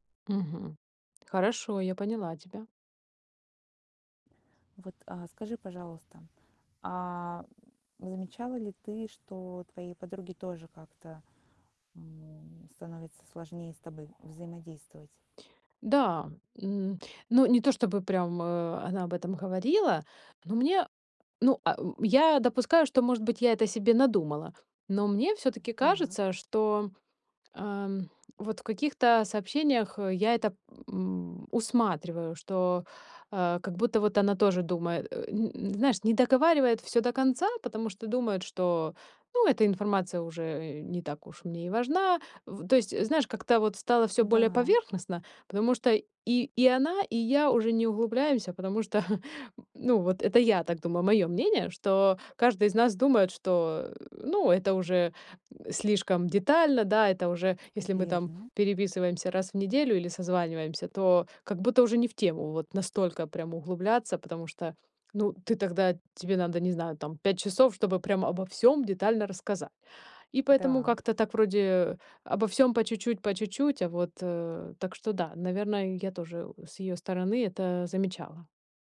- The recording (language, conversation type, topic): Russian, advice, Почему мой друг отдалился от меня и как нам в этом разобраться?
- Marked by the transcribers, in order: tapping; chuckle